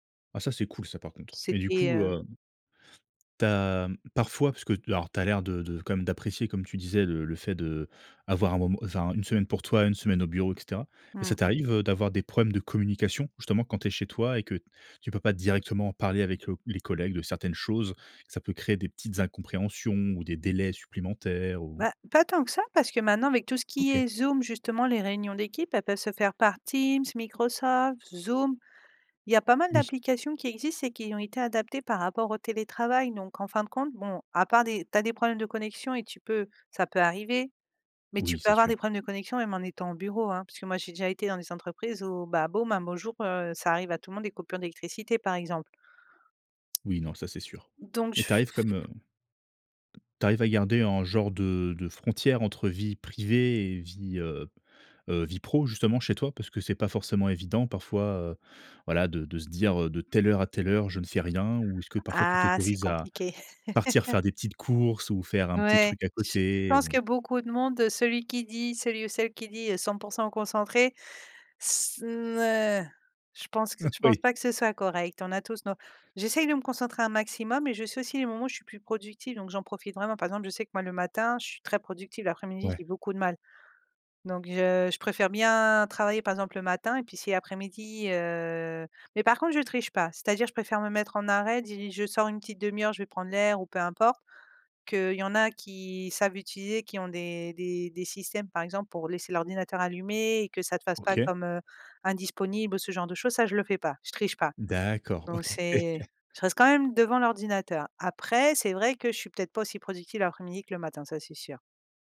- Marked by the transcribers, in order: tapping; laughing while speaking: "Oui"; stressed: "bien"; drawn out: "heu"; chuckle
- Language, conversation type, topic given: French, podcast, Quel impact le télétravail a-t-il eu sur ta routine ?